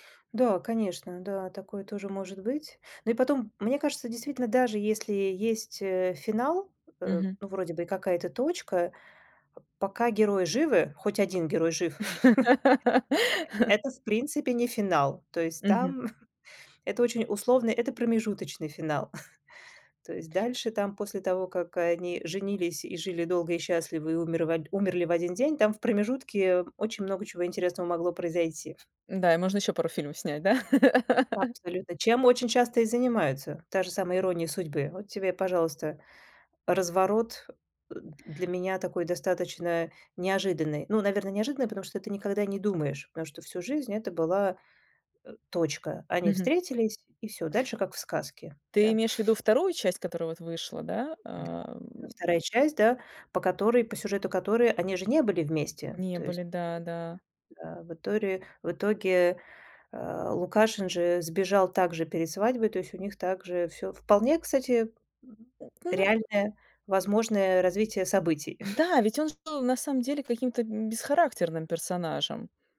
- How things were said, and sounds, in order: laugh; chuckle; chuckle; other background noise; laugh; chuckle; unintelligible speech; laugh
- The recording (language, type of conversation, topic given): Russian, podcast, Что делает финал фильма по-настоящему удачным?